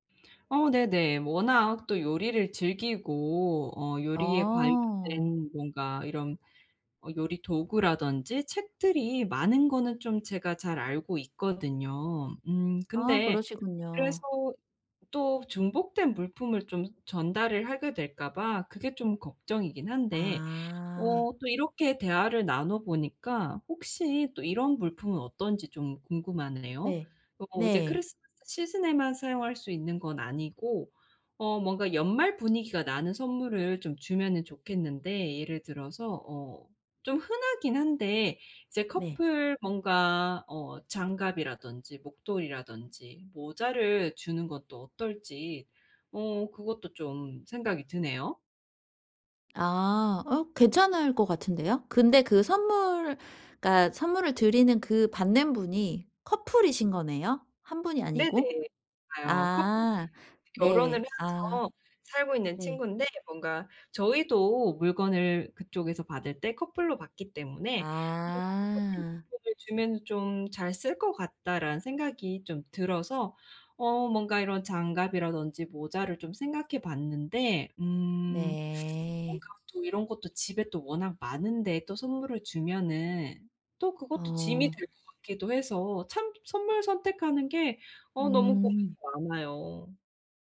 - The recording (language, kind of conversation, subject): Korean, advice, 선물을 고르고 예쁘게 포장하려면 어떻게 하면 좋을까요?
- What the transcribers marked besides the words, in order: other background noise; tapping; unintelligible speech; teeth sucking